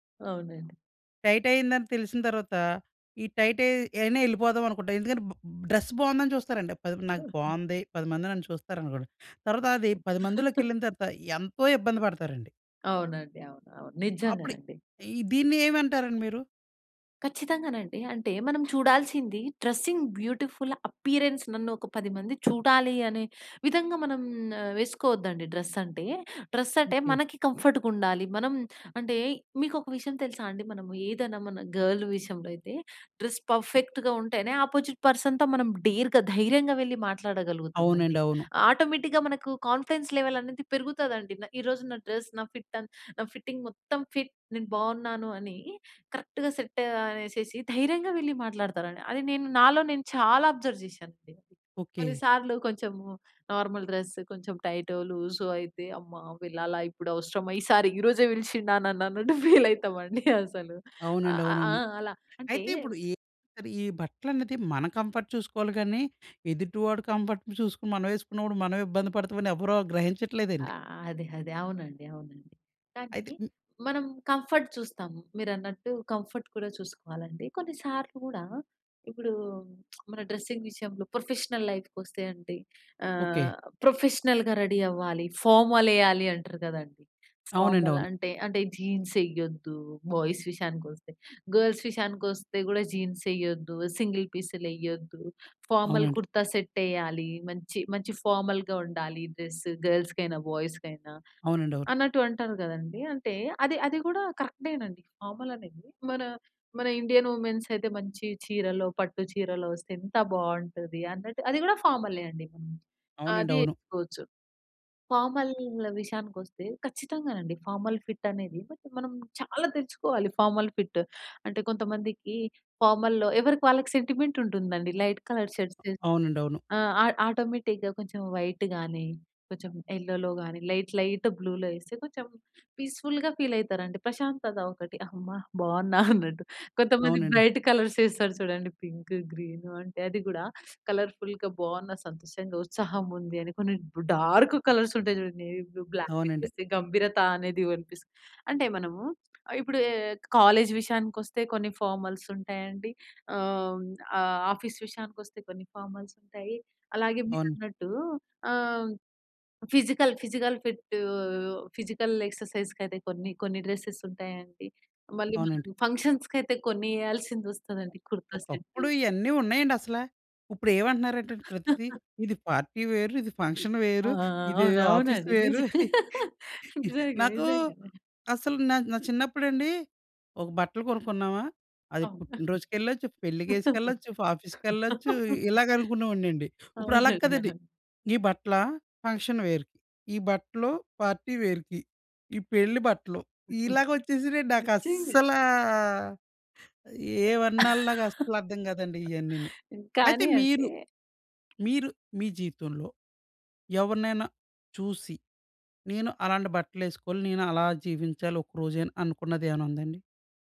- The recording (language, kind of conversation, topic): Telugu, podcast, ఒక చక్కని దుస్తులు వేసుకున్నప్పుడు మీ రోజు మొత్తం మారిపోయిన అనుభవం మీకు ఎప్పుడైనా ఉందా?
- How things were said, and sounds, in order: in English: "టైట్"; in English: "టైట్"; in English: "డ్రెస్"; other noise; chuckle; in English: "డ్రెసింగ్ బ్యూటిఫుల్ అప్పియరెన్స్"; tapping; in English: "డ్రెస్"; in English: "డ్రెస్"; in English: "గర్ల్"; in English: "డ్రెస్ పర్ఫెక్ట్‌గా"; in English: "ఆపోజిట్ పర్సన్‌తో"; in English: "డేర్‌గా"; in English: "ఆటోమేటిక్‌గా"; in English: "కాన్ఫిడెన్స్ లెవెల్"; in English: "డ్రెస్"; in English: "ఫిట్"; in English: "ఫిట్టింగ్"; in English: "ఫిట్"; in English: "కరెక్ట్‌గా సెట్"; in English: "అబ్జర్వ్"; in English: "నార్మల్ డ్రెస్"; in English: "సార్"; laughing while speaking: "ఈరోజే పిలిచిండా నన్ననట్టు ఫీలయితామండి అసలు"; in English: "కంఫర్ట్"; in English: "కంఫర్ట్"; in English: "కంఫర్ట్"; in English: "కంఫర్ట్"; lip smack; in English: "డ్రెస్సింగ్"; in English: "ప్రొఫెషనల్"; in English: "ప్రొఫెషనల్‌గా రెడీ"; lip smack; in English: "ఫార్మల్"; in English: "జీన్స్"; in English: "బాయ్స్"; in English: "గర్ల్స్"; in English: "సింగిల్"; in English: "ఫార్మల్ కుర్తా"; in English: "ఫార్మల్‌గా"; in English: "డ్రెస్"; in English: "ఫార్మల్"; in English: "వుమెన్స్"; in English: "ఫార్మల్"; in English: "ఫార్మల్ ఫిట్"; in English: "బట్"; in English: "ఫార్మల్ ఫిట్"; in English: "ఫార్మల్‌లో"; in English: "సెంటిమెంట్"; in English: "లైట్ కలర్ షర్ట్"; in English: "ఆ ఆటోమేటిక్‌గా"; in English: "వైట్"; in English: "ఎల్లోలో"; in English: "లైట్, లైట్ బ్లూలో"; in English: "పీస్‌ఫుల్‌గా ఫీల్"; chuckle; in English: "బ్రైట్ కలర్స్"; in English: "కలర్‌ఫుల్‌గా"; in English: "డార్క్ కలర్స్"; in English: "బ్లూ, బ్లాక్"; in English: "కాలేజ్"; in English: "ఫార్మల్స్"; in English: "ఆఫీస్"; in English: "ఫార్మల్స్"; in English: "ఫిజికల్ ఫిజికల్"; in English: "ఫిజికల్"; in English: "డ్రెసెస్"; chuckle; in English: "పార్టీ"; in English: "ఫంక్షన్"; laughing while speaking: "నిజం. నిజంగా. నిజంగా"; in English: "ఆఫీస్"; chuckle; laugh; in English: "ఫంక్షన్ వేర్‌కి"; in English: "పార్టీ వేర్‌కి"; drawn out: "నాకస్సలా"; laugh